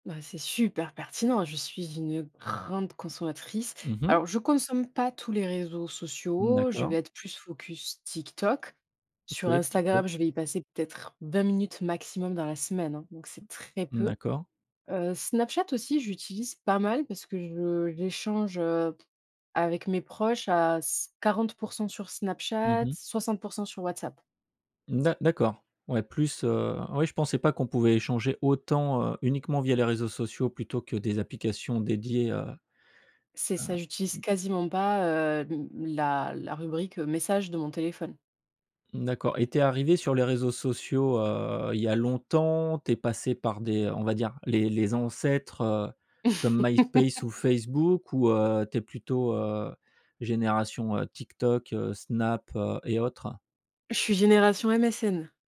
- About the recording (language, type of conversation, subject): French, podcast, Quel rôle les réseaux sociaux jouent-ils dans ta vie ?
- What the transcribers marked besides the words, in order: stressed: "grande"; tapping; stressed: "très"; other background noise; stressed: "autant"; laugh